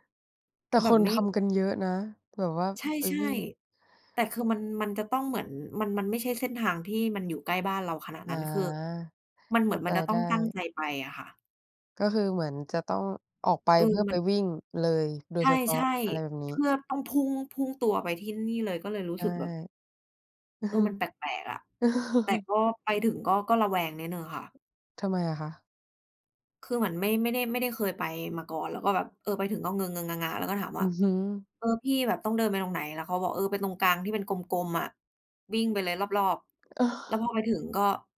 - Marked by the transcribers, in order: tapping; chuckle; other background noise
- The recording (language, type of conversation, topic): Thai, unstructured, กิจกรรมใดช่วยให้คุณรู้สึกผ่อนคลายมากที่สุด?